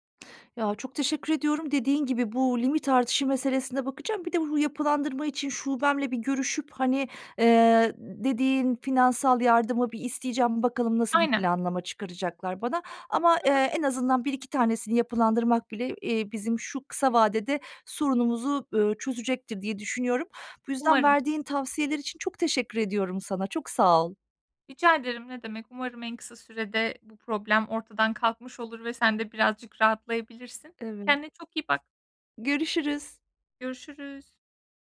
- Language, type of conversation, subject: Turkish, advice, Kredi kartı borcumu azaltamayıp suçluluk hissettiğimde bununla nasıl başa çıkabilirim?
- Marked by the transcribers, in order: tapping